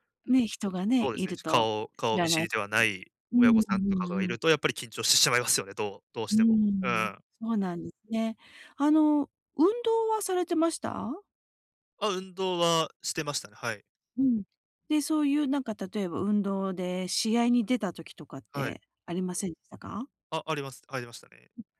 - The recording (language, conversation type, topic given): Japanese, advice, 人前で話すときに自信を高めるにはどうすればよいですか？
- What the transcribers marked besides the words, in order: chuckle